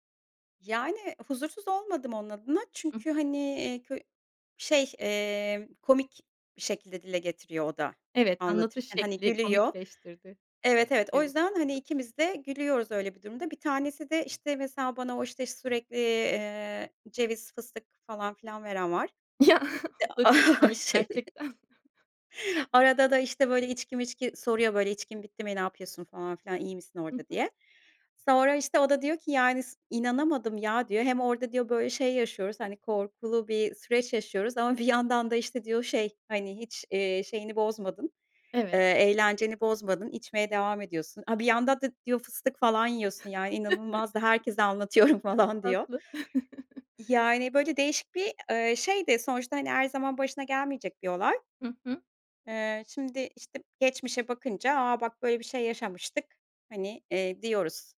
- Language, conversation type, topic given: Turkish, podcast, Seni en çok utandıran ama şimdi dönüp bakınca en komik gelen anını anlatır mısın?
- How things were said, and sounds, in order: laughing while speaking: "Ya"; chuckle; laughing while speaking: "Şey"; chuckle; trusting: "yandan da"; chuckle; laughing while speaking: "anlatıyorum"; chuckle